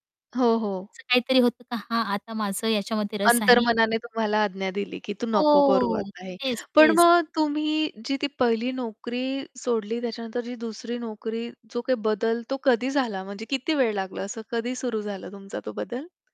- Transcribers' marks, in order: other background noise; drawn out: "हो"; tapping
- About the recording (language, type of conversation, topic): Marathi, podcast, नोकरी बदलल्यानंतर तुमच्या ओळखींच्या वर्तुळात कोणते बदल जाणवले?